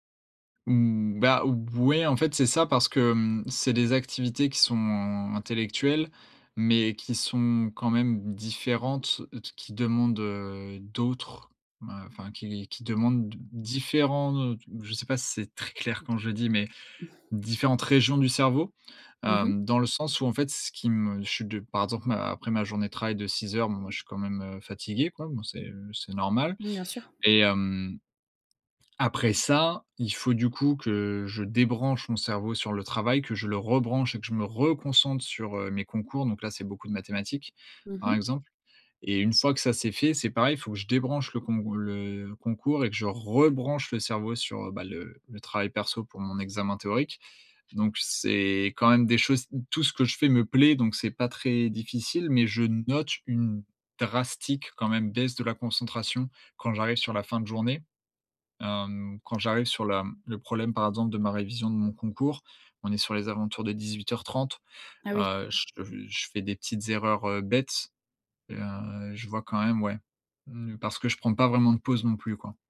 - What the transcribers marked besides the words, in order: tapping; chuckle; other background noise; stressed: "rebranche"; stressed: "reconcentre"; stressed: "rebranche"; stressed: "drastique"
- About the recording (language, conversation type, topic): French, advice, Comment garder une routine productive quand je perds ma concentration chaque jour ?